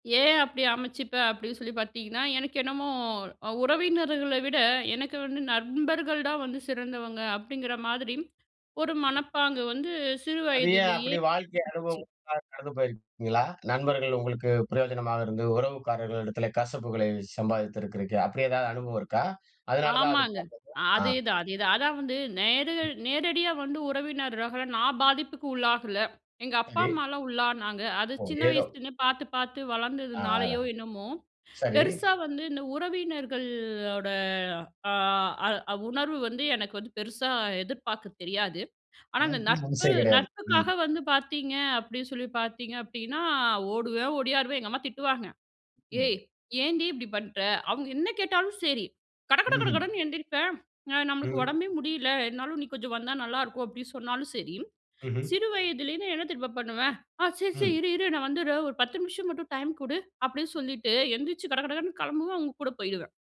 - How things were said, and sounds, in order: other background noise; unintelligible speech; "நேர்ல" said as "நேர்கள்"; "உறவினர்களால" said as "உறவினர் ரகள"; unintelligible speech
- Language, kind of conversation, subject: Tamil, podcast, நீ நெருக்கமான நட்பை எப்படி வளர்த்துக் கொள்கிறாய்?